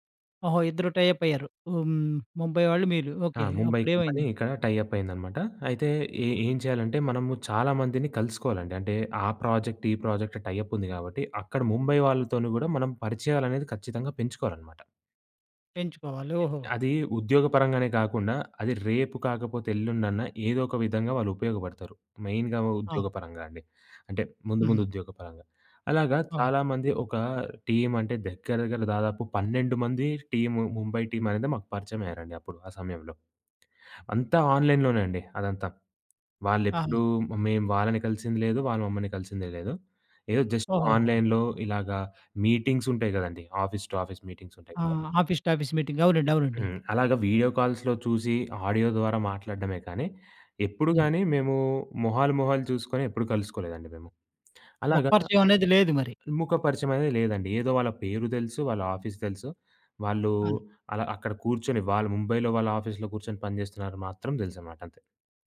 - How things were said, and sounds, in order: in English: "టై అప్"; in English: "కంపెనీ"; in English: "టై అప్"; in English: "ప్రాజెక్ట్"; in English: "ప్రాజెక్ట్ టై అప్"; other background noise; in English: "మెయిన్‌గా"; in English: "ఆన్‌లైన్‌లోనే"; in English: "జస్ట్ ఆన్‌లైన్‌లో"; in English: "ఆఫీస్ టు ఆఫీస్"; in English: "ఆఫీస్ టు ఆఫీస్ మీటింగ్"; in English: "వీడియో కాల్స్‌లో"; in English: "ఆడియో"; in English: "ఆఫీస్"; in English: "ఆఫీస్‌లో"
- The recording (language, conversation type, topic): Telugu, podcast, నీవు ఆన్‌లైన్‌లో పరిచయం చేసుకున్న మిత్రులను ప్రత్యక్షంగా కలవాలని అనిపించే క్షణం ఎప్పుడు వస్తుంది?